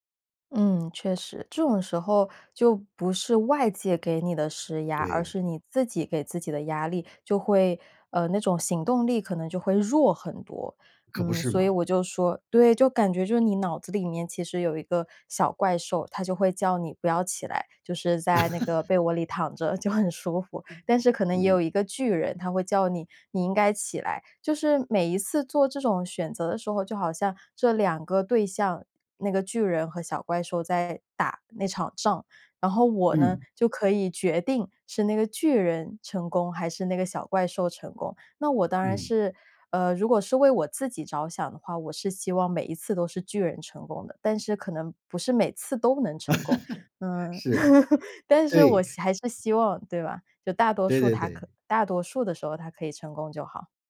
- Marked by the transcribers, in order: laugh; laughing while speaking: "躺着就很舒服"; other background noise; laugh
- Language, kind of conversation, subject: Chinese, podcast, 你在拖延时通常会怎么处理？